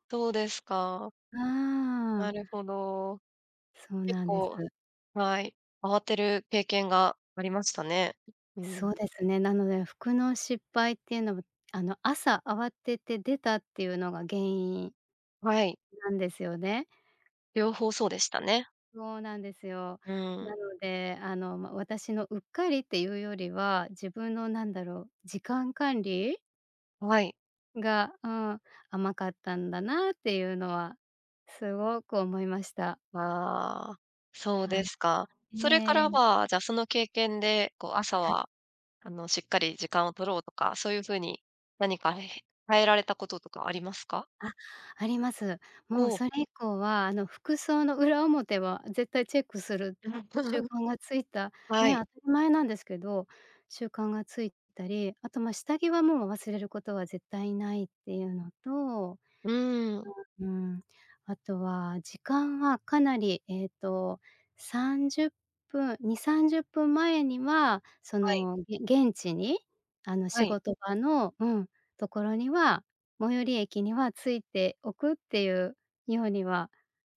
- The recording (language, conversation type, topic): Japanese, podcast, 服の失敗談、何かある？
- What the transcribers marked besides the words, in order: other noise; laugh; other background noise